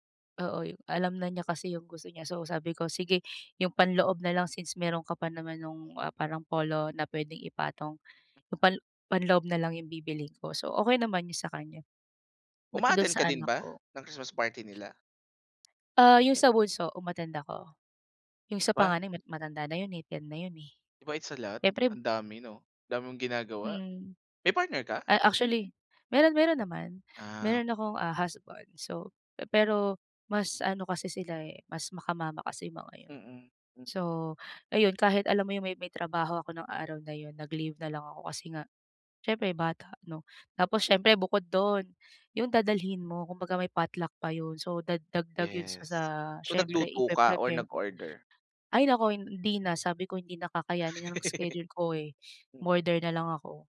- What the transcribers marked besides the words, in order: in English: "it's a lot?"; in English: "potluck"
- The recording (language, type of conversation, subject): Filipino, advice, Bakit palagi akong napapagod at nai-stress tuwing mga holiday at pagtitipon?